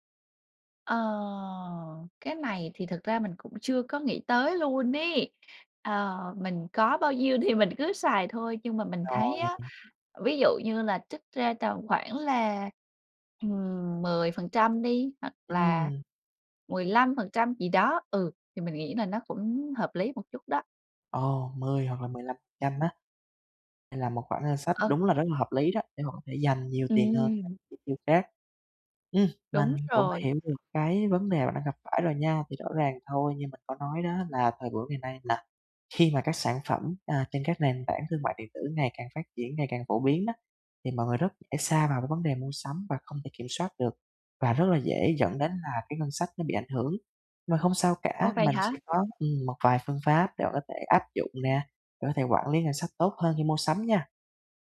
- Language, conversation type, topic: Vietnamese, advice, Làm sao tôi có thể quản lý ngân sách tốt hơn khi mua sắm?
- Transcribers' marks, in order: tapping; other background noise